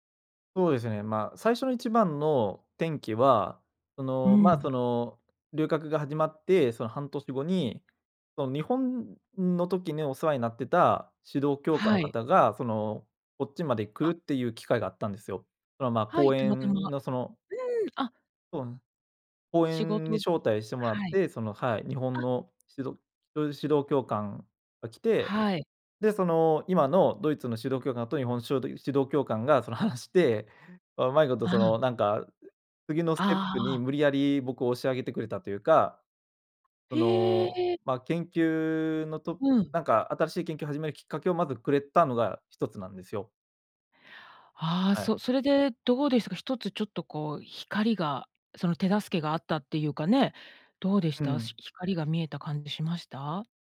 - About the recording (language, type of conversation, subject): Japanese, podcast, 失敗からどのようなことを学びましたか？
- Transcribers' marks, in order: none